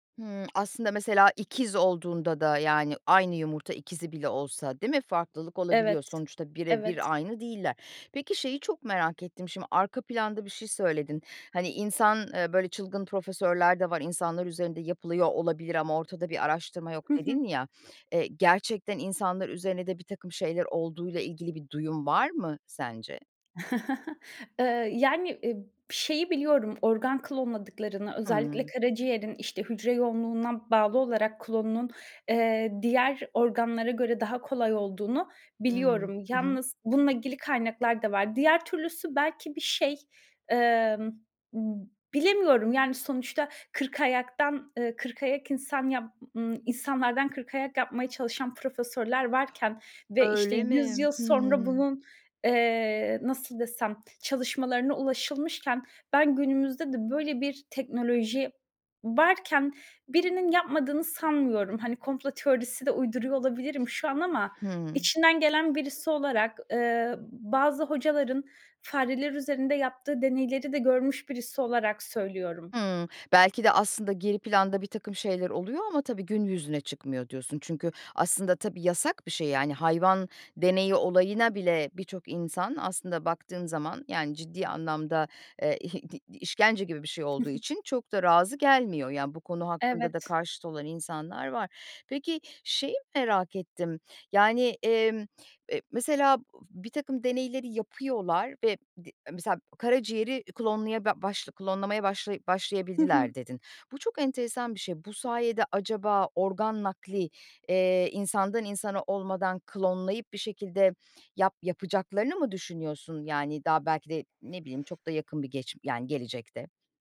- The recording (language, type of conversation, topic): Turkish, podcast, DNA testleri aile hikâyesine nasıl katkı sağlar?
- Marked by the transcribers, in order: other background noise; chuckle